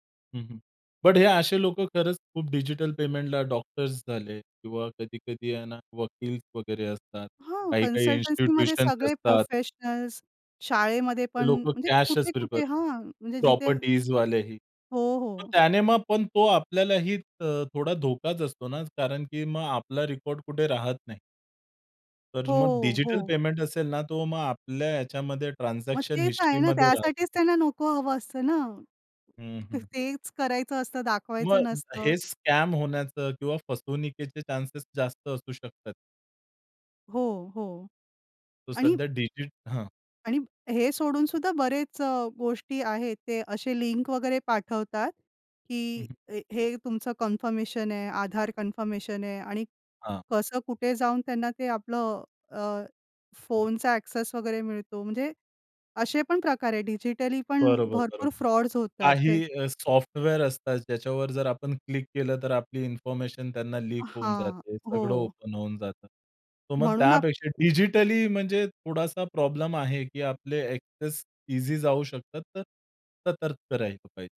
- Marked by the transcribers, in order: in English: "कन्सल्टंसीमध्ये"; in English: "इन्स्टिट्यूशन्स"; tapping; other noise; in English: "स्कॅम"; in English: "ॲक्सेस"; in English: "ओपन"; in English: "ॲक्सेस"
- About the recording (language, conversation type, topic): Marathi, podcast, डिजिटल देयकांमुळे तुमचे व्यवहार कसे अधिक सोपे झाले?